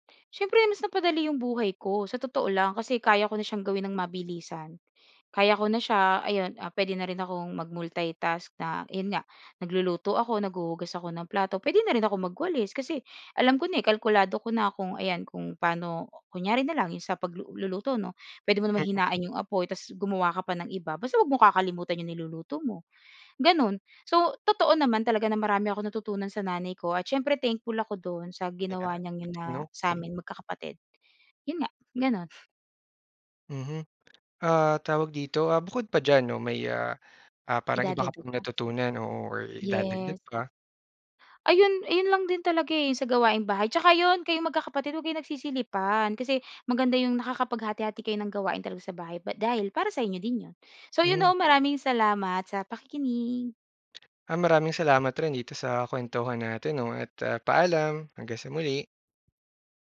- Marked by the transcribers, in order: "pagluluto" said as "paglu-luluto"; other background noise
- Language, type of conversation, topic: Filipino, podcast, Paano ninyo hinahati-hati ang mga gawaing-bahay sa inyong pamilya?